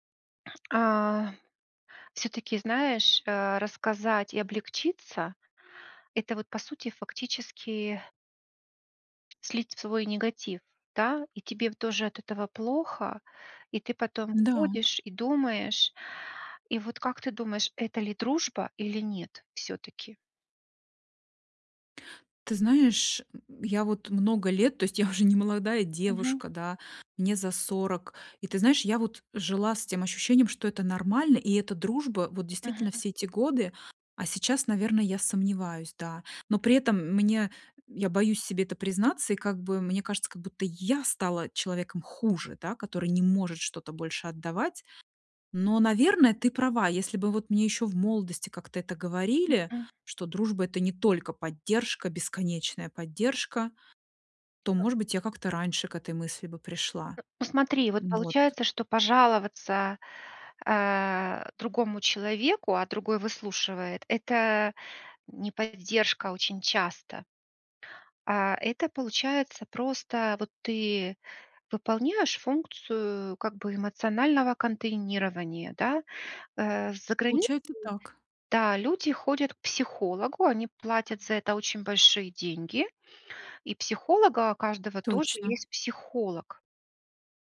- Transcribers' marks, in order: tapping; other noise; laughing while speaking: "я"; stressed: "я"
- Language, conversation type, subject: Russian, advice, Как честно выразить критику, чтобы не обидеть человека и сохранить отношения?